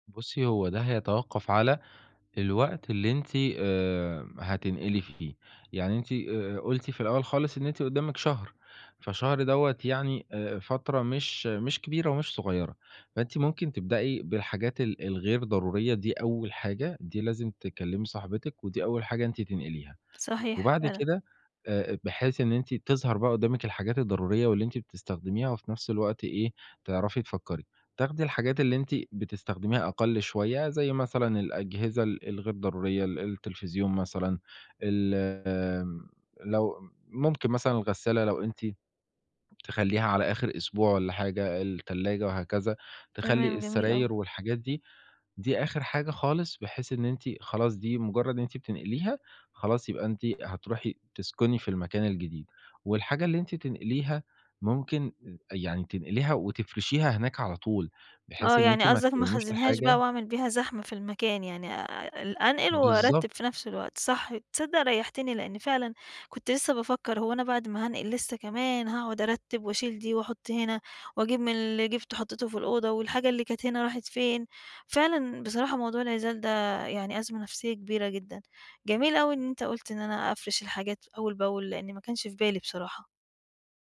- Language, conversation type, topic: Arabic, advice, إزاي أستعدّ للانتقال وأنا مش قادر أتخلّص من الحاجات اللي مش لازمة؟
- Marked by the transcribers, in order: tapping; other noise